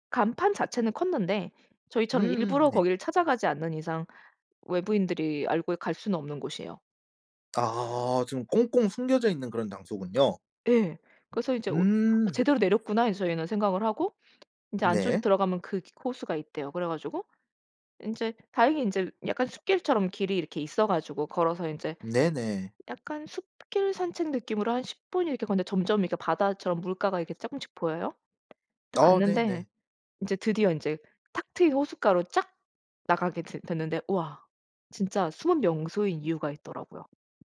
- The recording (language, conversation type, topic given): Korean, podcast, 관광지에서 우연히 만난 사람이 알려준 숨은 명소가 있나요?
- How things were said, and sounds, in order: tapping